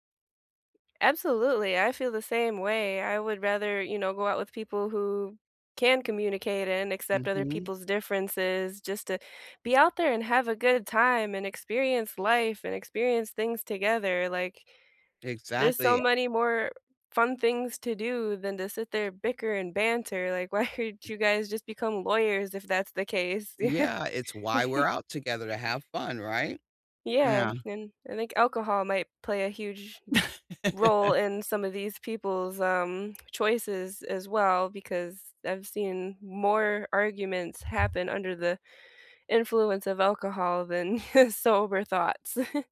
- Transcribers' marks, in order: tapping; other background noise; laughing while speaking: "aren't"; laugh; laugh; chuckle
- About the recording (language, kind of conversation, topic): English, unstructured, Why do some arguments keep happening over and over?